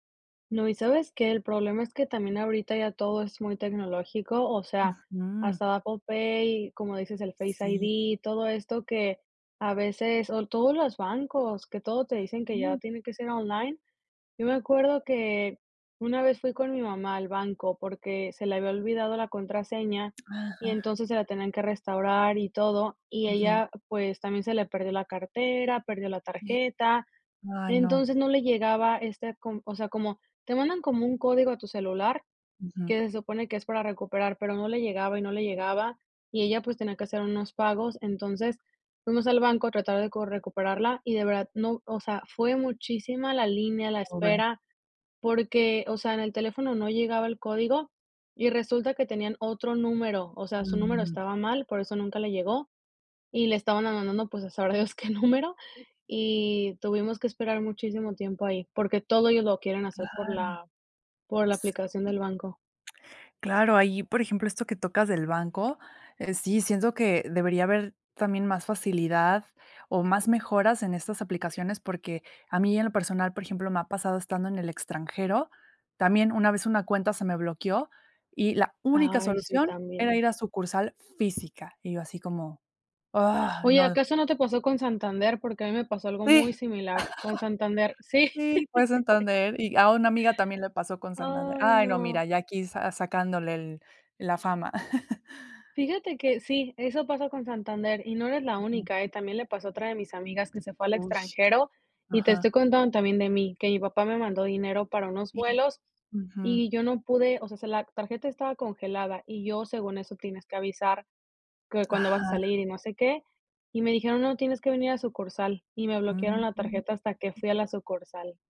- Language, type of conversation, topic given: Spanish, podcast, ¿Cómo enseñar a los mayores a usar tecnología básica?
- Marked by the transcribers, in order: other noise; other background noise; laughing while speaking: "a sabrá Dios"; tapping; disgusted: "y yo así como, ah, no"; chuckle; laugh; chuckle